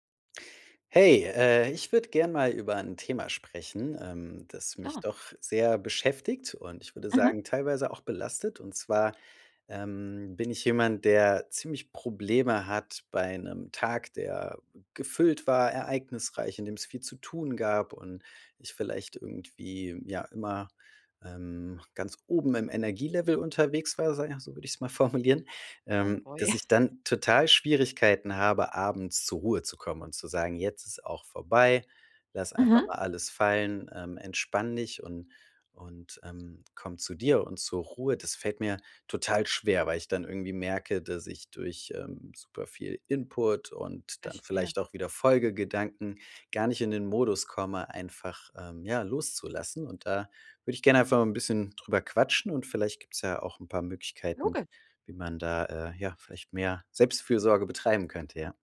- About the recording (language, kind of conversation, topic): German, advice, Wie kann ich nach einem langen Tag zuhause abschalten und mich entspannen?
- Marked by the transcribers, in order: in English: "boy"; chuckle